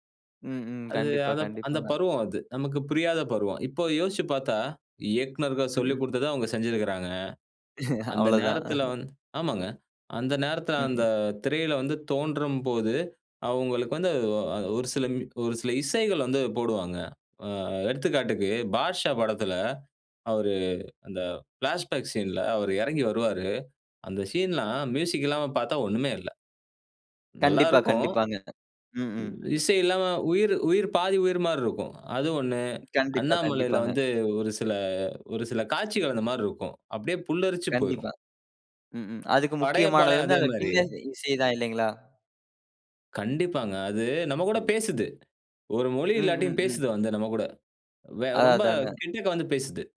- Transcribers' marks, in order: chuckle; laughing while speaking: "அவ்வளோதான்"; in English: "பிளாஷ்பேக் சீன்ல"; in English: "சீன்லாம் மியூசிக்"; other noise
- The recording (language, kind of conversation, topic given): Tamil, podcast, சினிமா கதாபாத்திரங்கள் உங்கள் ஸ்டைலுக்கு வழிகாட்டுமா?